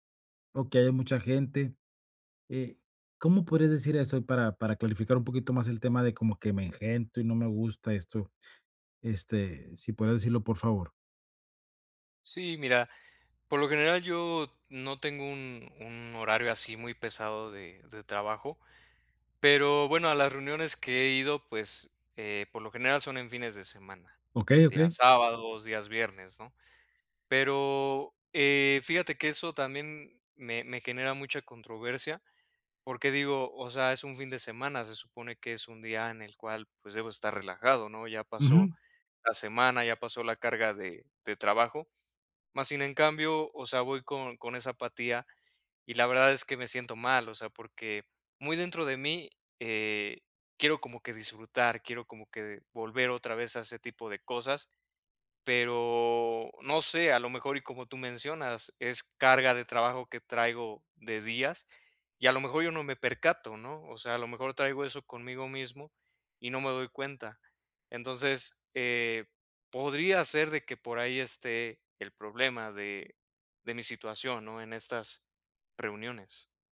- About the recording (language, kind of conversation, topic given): Spanish, advice, ¿Cómo puedo manejar el agotamiento social en fiestas y reuniones?
- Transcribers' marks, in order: none